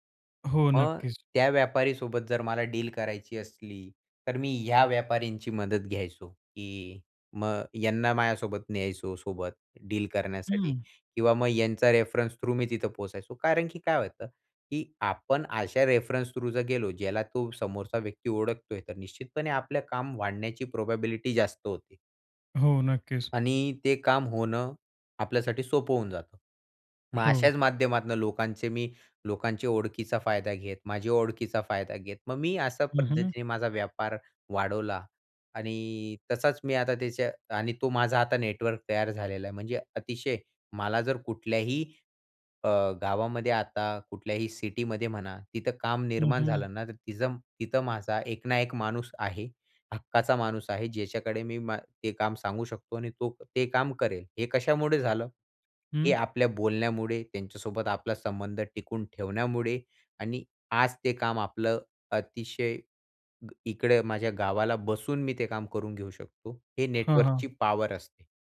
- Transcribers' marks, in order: in English: "रेफरन्स थ्रू"; tapping; in English: "रेफरन्स थ्रू"; in English: "प्रोबॅबिलिटी"
- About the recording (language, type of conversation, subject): Marathi, podcast, नेटवर्किंगमध्ये सुरुवात कशी करावी?